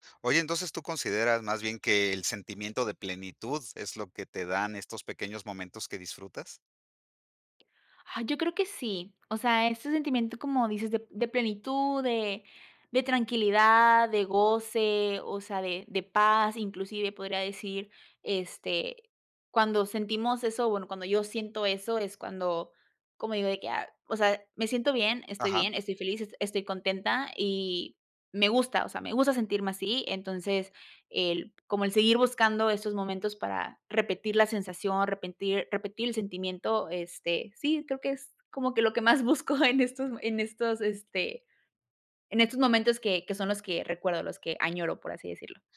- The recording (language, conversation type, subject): Spanish, podcast, ¿Qué aprendiste sobre disfrutar los pequeños momentos?
- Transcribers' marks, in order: "repentir" said as "repetir"; laughing while speaking: "más busco"